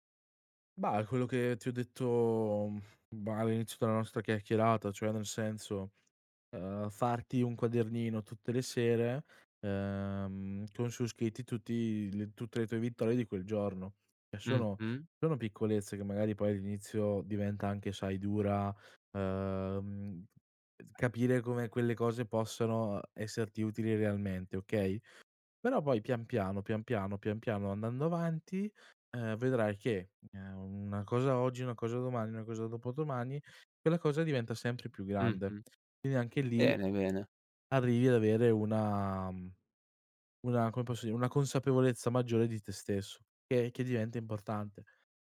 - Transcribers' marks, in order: other background noise
- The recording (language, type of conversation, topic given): Italian, podcast, Come costruisci la fiducia in te stesso, giorno dopo giorno?